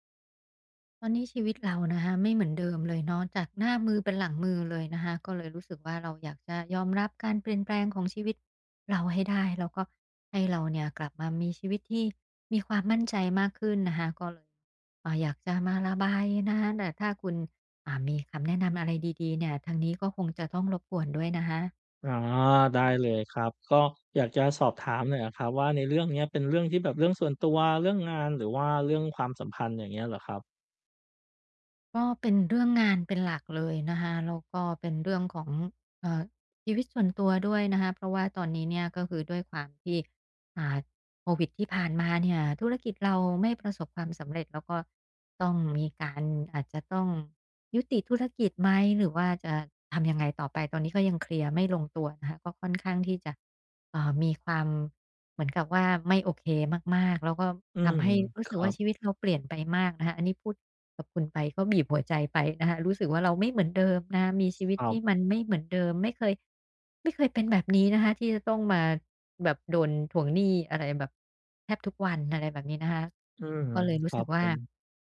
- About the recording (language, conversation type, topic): Thai, advice, ฉันจะยอมรับการเปลี่ยนแปลงในชีวิตอย่างมั่นใจได้อย่างไร?
- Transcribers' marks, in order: none